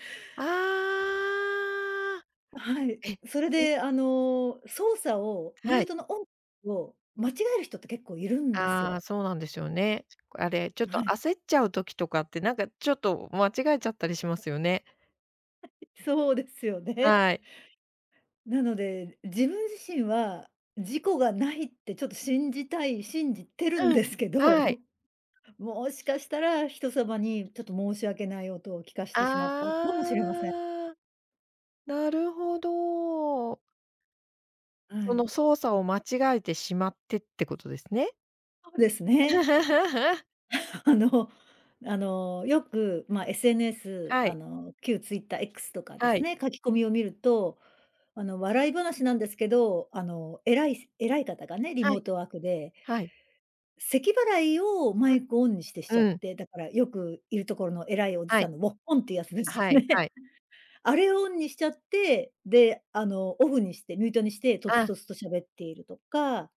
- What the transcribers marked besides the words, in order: chuckle; laugh; laughing while speaking: "あ、あの"; laughing while speaking: "やつですよね"
- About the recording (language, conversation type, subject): Japanese, podcast, リモートワークで一番困ったことは何でしたか？